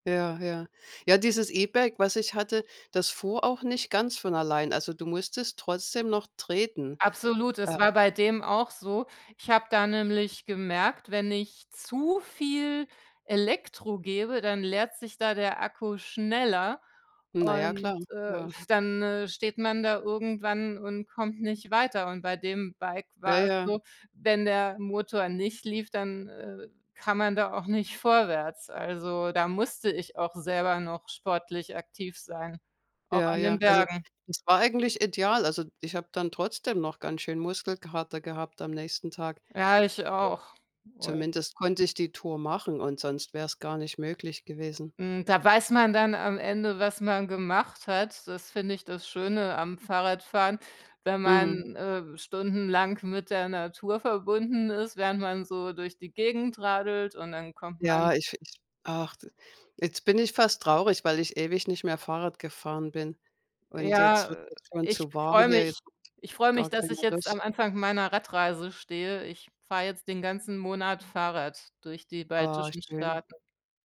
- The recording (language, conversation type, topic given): German, unstructured, Welcher Sport macht dir am meisten Spaß und warum?
- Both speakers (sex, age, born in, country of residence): female, 45-49, Germany, Germany; female, 55-59, Germany, United States
- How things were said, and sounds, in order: other background noise; unintelligible speech